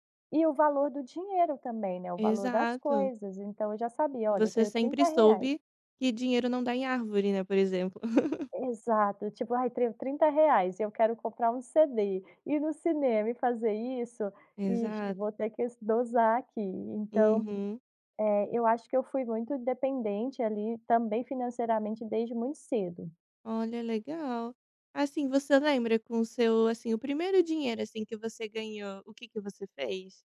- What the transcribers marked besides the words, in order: chuckle; other background noise
- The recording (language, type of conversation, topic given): Portuguese, podcast, Como equilibrar o apoio financeiro e a autonomia dos filhos adultos?